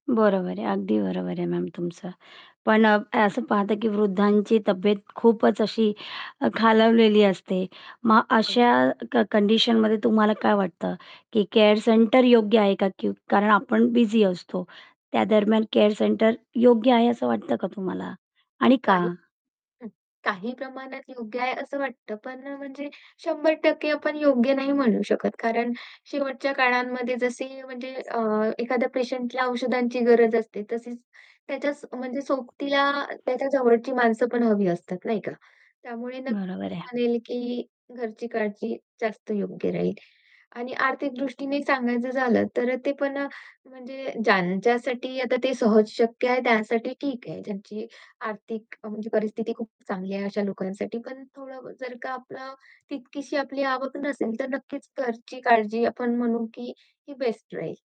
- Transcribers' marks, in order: other background noise; distorted speech; static; background speech; tapping
- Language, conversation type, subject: Marathi, podcast, वृद्ध पालकांची काळजी घरातच घ्यावी की देखभाल केंद्रात द्यावी, याबाबत तुमचा दृष्टिकोन काय आहे?